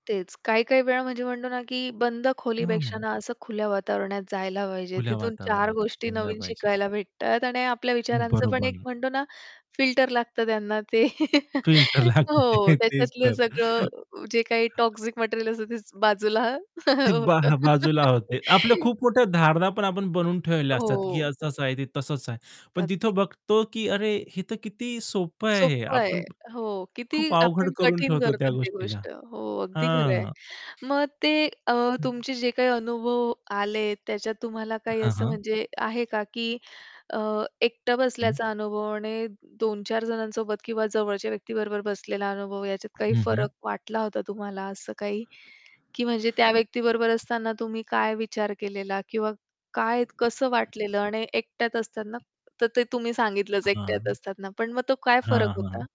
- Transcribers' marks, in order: other background noise; laughing while speaking: "फिल्टर लागतं, तेच तर"; laughing while speaking: "ते"; laugh; chuckle; laughing while speaking: "बाजूला होतं"; laugh; unintelligible speech; static; tapping
- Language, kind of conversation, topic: Marathi, podcast, नदीच्या काठावर बसून वेळ घालवताना तुम्हाला काय अनुभव येतो?